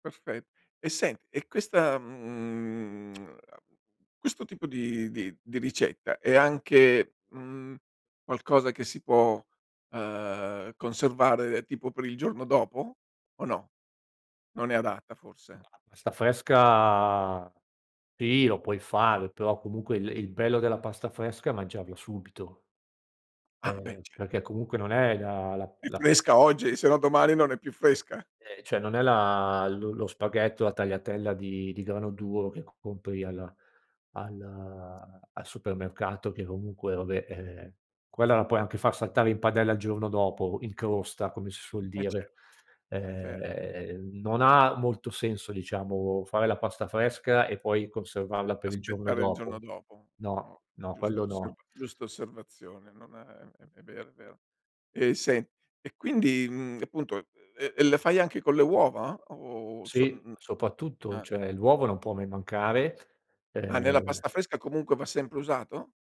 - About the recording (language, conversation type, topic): Italian, podcast, Qual è una ricetta di famiglia che ti rappresenta?
- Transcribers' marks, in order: lip smack; "cioè" said as "ceh"; other background noise; "Cioè" said as "ceh"